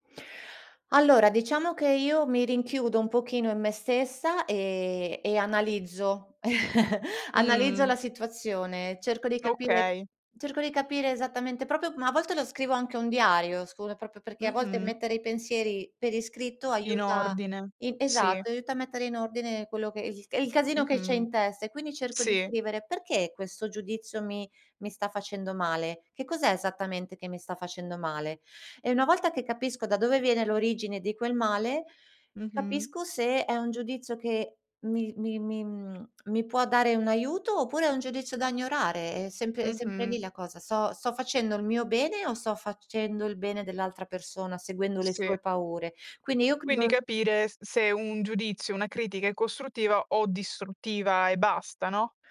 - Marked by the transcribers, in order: chuckle; "proprio" said as "propio"; other background noise
- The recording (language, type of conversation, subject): Italian, podcast, Come gestisci il giudizio degli altri quando decidi di cambiare qualcosa?